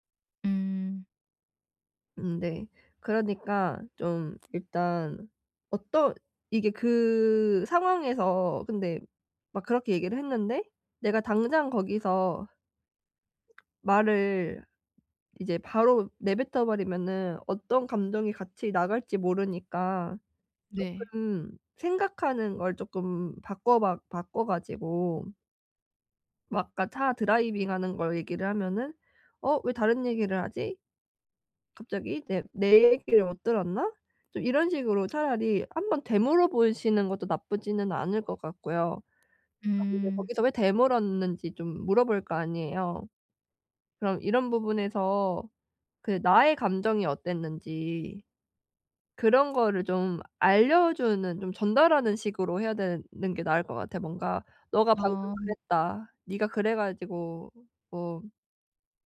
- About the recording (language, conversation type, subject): Korean, advice, 파트너에게 내 감정을 더 잘 표현하려면 어떻게 시작하면 좋을까요?
- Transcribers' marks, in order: tapping